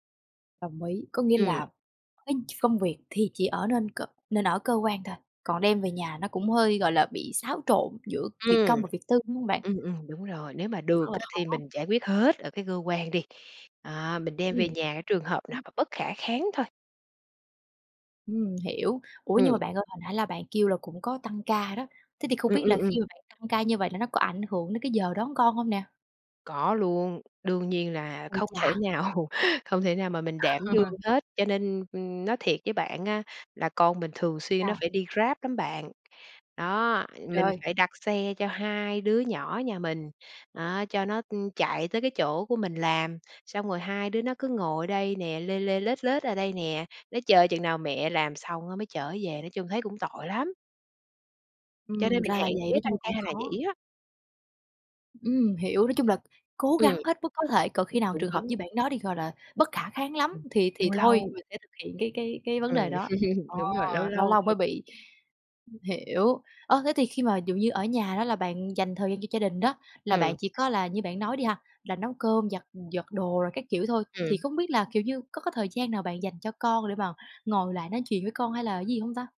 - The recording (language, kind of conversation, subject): Vietnamese, podcast, Bạn cân bằng giữa công việc và gia đình như thế nào?
- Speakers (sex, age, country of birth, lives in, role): female, 20-24, Vietnam, Vietnam, host; female, 45-49, Vietnam, Vietnam, guest
- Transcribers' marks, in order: other background noise; tapping; unintelligible speech; laughing while speaking: "nào"; laugh; laugh